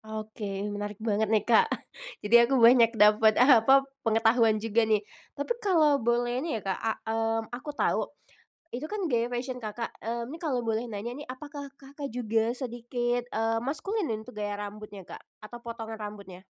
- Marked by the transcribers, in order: chuckle; laughing while speaking: "apa"
- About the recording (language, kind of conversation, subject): Indonesian, podcast, Gaya berpakaian seperti apa yang paling menggambarkan dirimu, dan mengapa?